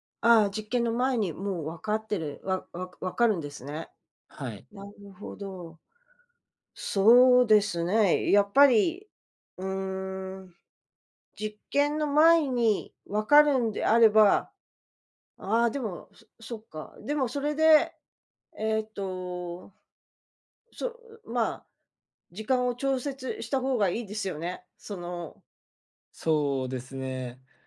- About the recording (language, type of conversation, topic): Japanese, advice, 締め切りにいつもギリギリで焦ってしまうのはなぜですか？
- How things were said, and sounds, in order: none